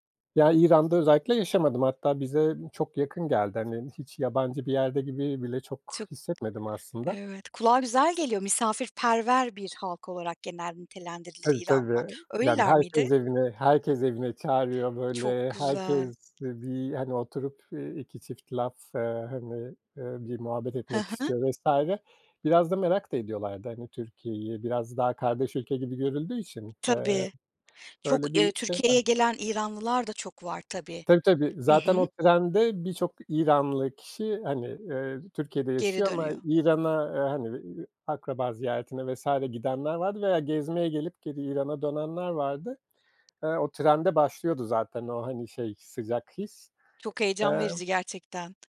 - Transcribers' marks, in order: other background noise; tapping
- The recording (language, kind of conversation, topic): Turkish, podcast, Bize yaptığın en unutulmaz geziyi anlatır mısın?